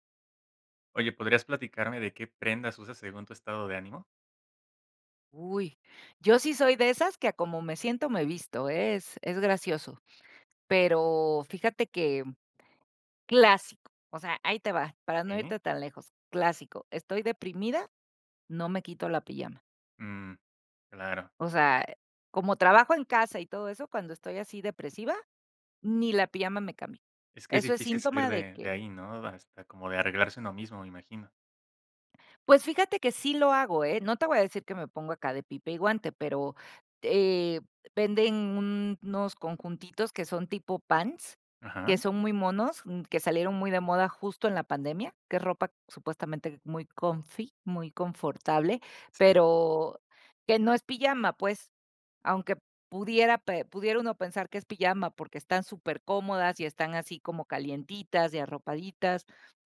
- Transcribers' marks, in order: none
- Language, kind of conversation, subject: Spanish, podcast, ¿Tienes prendas que usas según tu estado de ánimo?